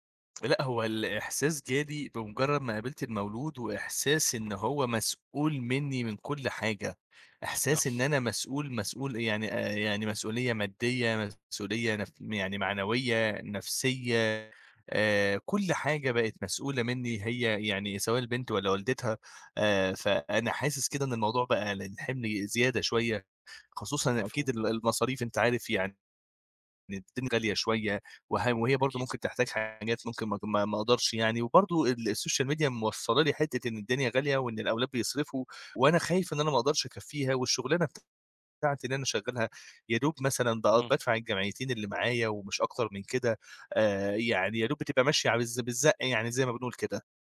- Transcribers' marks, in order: unintelligible speech; in English: "السوشيال ميديا"; tapping
- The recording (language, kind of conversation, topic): Arabic, advice, إزاي كانت تجربتك أول مرة تبقى أب/أم؟